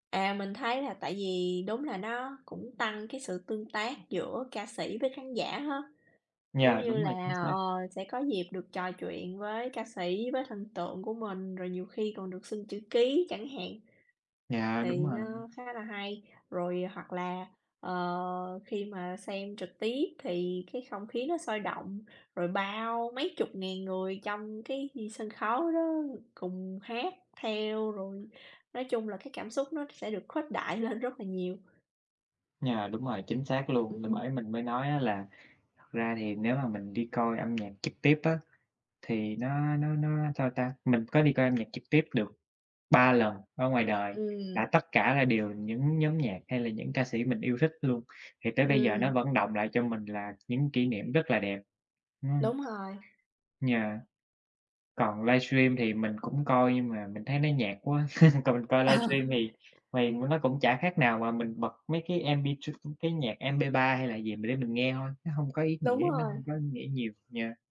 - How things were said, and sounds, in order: laughing while speaking: "lên"; tapping; other background noise; laugh; laughing while speaking: "Ờ"
- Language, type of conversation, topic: Vietnamese, unstructured, Bạn thích đi dự buổi biểu diễn âm nhạc trực tiếp hay xem phát trực tiếp hơn?